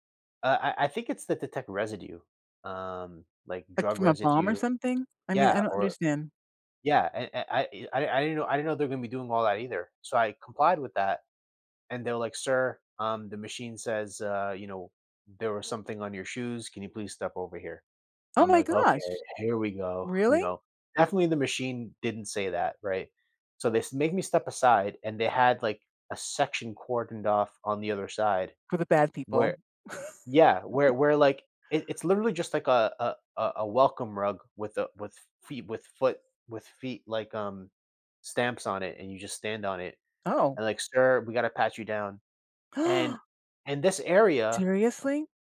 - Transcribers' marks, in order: chuckle; gasp
- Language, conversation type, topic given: English, unstructured, What annoys you most about airport security?
- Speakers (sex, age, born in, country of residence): female, 65-69, United States, United States; male, 35-39, United States, United States